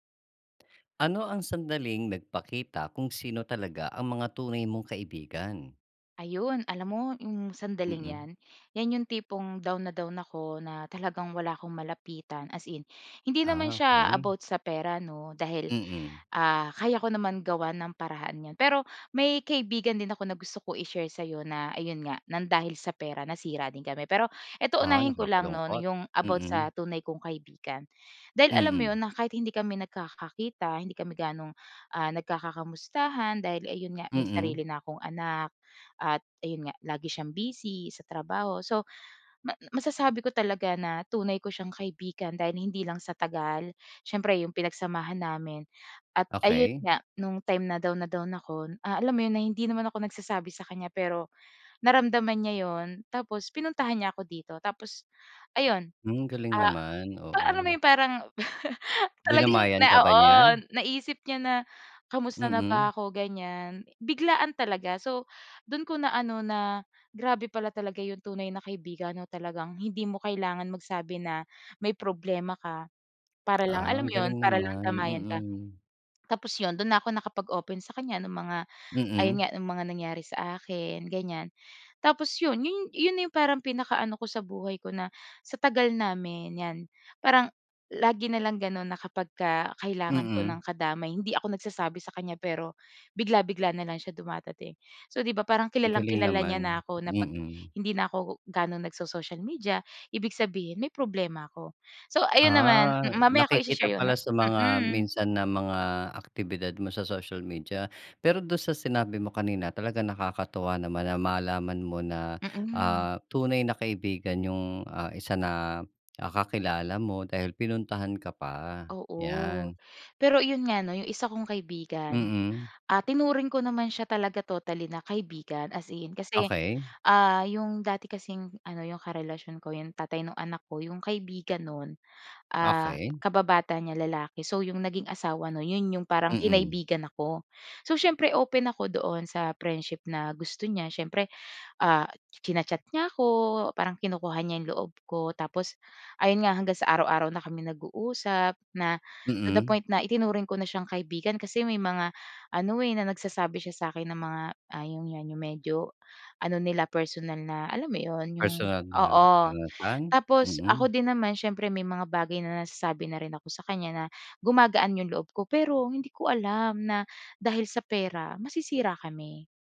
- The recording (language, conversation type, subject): Filipino, podcast, Anong pangyayari ang nagbunyag kung sino ang mga tunay mong kaibigan?
- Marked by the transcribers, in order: tongue click; gasp; laugh; tongue click; tapping